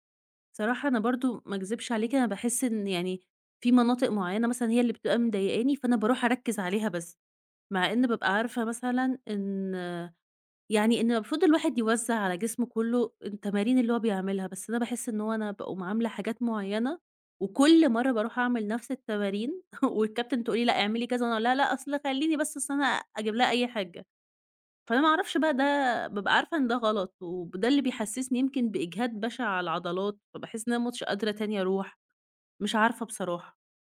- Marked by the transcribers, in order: chuckle
- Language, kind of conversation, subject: Arabic, advice, إزاي أطلع من ملل روتين التمرين وألاقي تحدّي جديد؟